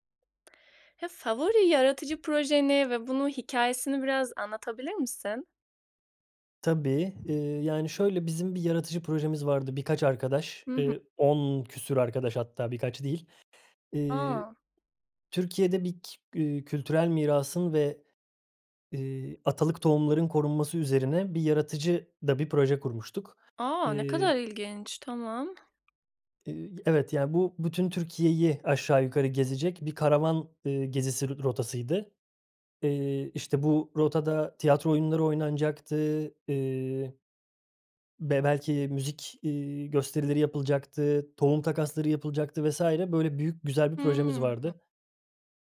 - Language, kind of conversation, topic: Turkish, podcast, En sevdiğin yaratıcı projen neydi ve hikâyesini anlatır mısın?
- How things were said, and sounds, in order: other background noise; tapping